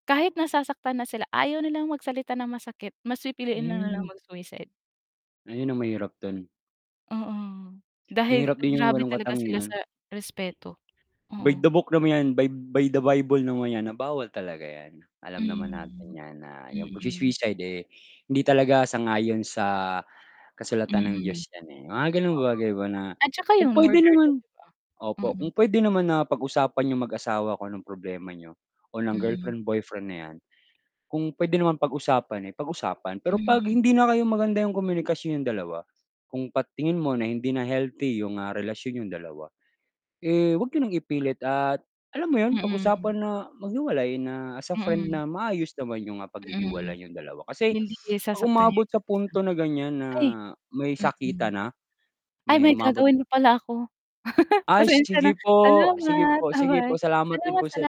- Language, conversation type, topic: Filipino, unstructured, Ano ang pinakamahalagang bagay na dapat mayroon sa isang relasyon?
- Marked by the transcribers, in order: static; distorted speech; tapping; chuckle